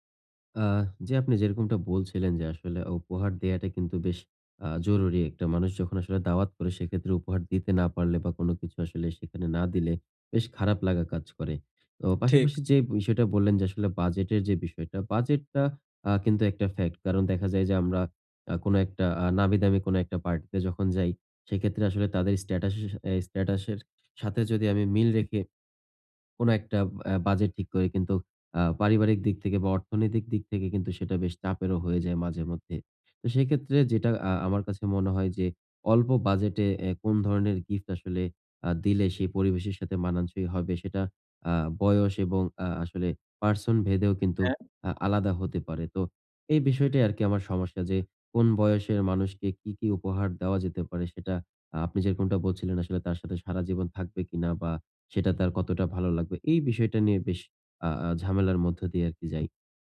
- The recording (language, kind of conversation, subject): Bengali, advice, উপহার নির্বাচন ও আইডিয়া পাওয়া
- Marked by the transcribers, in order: none